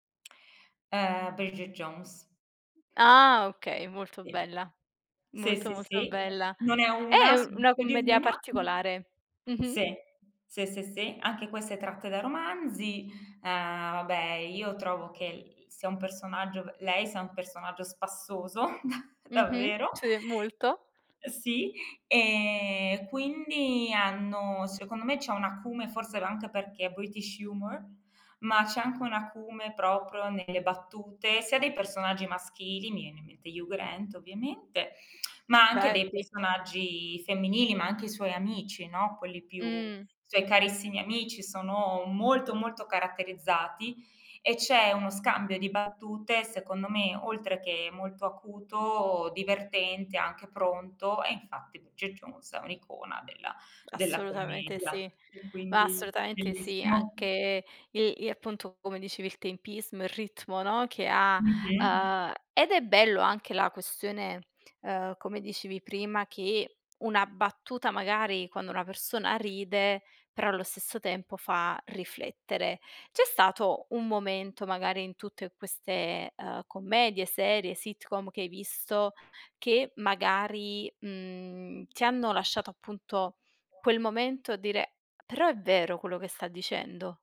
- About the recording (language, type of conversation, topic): Italian, podcast, Che cosa rende una commedia davvero divertente, secondo te?
- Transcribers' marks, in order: other noise; laughing while speaking: "da"; in English: "British Humor"; put-on voice: "British Humor"; background speech